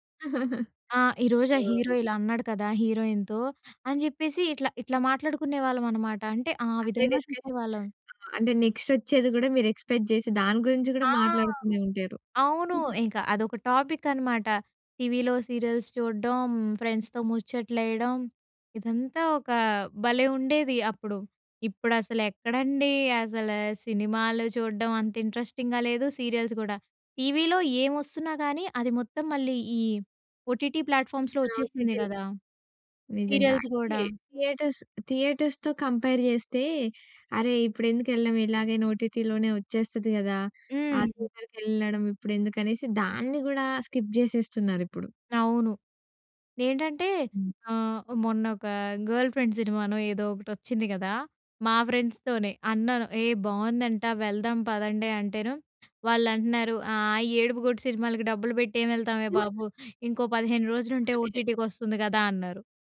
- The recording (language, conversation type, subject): Telugu, podcast, స్ట్రీమింగ్ వేదికలు ప్రాచుర్యంలోకి వచ్చిన తర్వాత టెలివిజన్ రూపం ఎలా మారింది?
- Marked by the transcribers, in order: chuckle; in English: "హీరో"; in English: "హీరోయిన్‌తో"; in English: "డిస్కషన్"; in English: "ఎక్స్పెక్ట్"; in English: "టాపిక్"; giggle; in English: "సీరియల్స్"; in English: "ఫ్రెండ్స్‌తో"; in English: "ఇంట్రెస్టింగ్‍గా"; in English: "సీరియల్స్"; in English: "ఓటీటీ ప్లాట్‍ఫామ్స్‌లో"; in English: "ఓటీటీలు"; in English: "సీరియల్స్"; in English: "థియేటర్స్ థియేటర్స్‌తో కంపేర్"; in English: "ఓటిటీలోనే"; in English: "థియేటర్‌కి"; in English: "స్కిప్"; in English: "ఫ్రెండ్స్‌తోనే"; chuckle; in English: "ఓటీటీకొస్తుంది"; chuckle